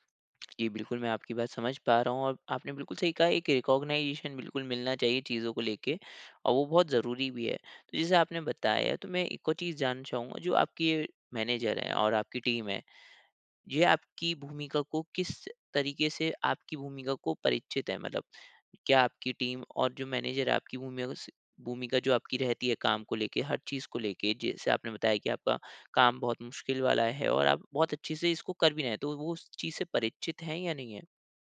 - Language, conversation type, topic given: Hindi, advice, मैं अपने योगदान की मान्यता कैसे सुनिश्चित कर सकता/सकती हूँ?
- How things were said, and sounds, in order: in English: "रिकॉग्नाइजेशन"; in English: "मैनेजर"; in English: "टीम"; in English: "टीम"; in English: "मैनेजर"